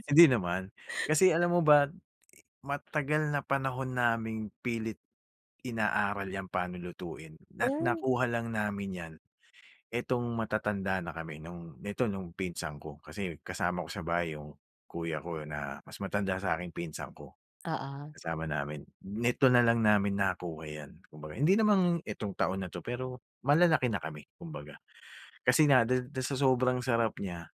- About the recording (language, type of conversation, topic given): Filipino, podcast, Ano ang paborito mong lokal na pagkain, at bakit?
- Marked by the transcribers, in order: none